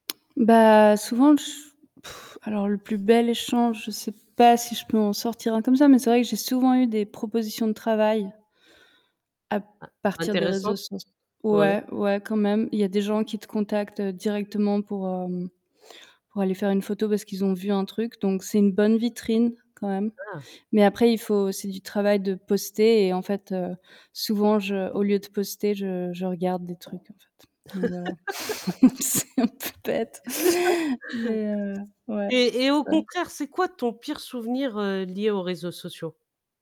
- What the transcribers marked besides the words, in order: other background noise; blowing; stressed: "partir"; distorted speech; laugh; laugh; laughing while speaking: "c'est un peu bête"; stressed: "pire"
- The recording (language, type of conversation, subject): French, podcast, Quelle place laisses-tu aux réseaux sociaux dans ta santé mentale ?
- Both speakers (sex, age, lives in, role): female, 35-39, France, guest; female, 40-44, France, host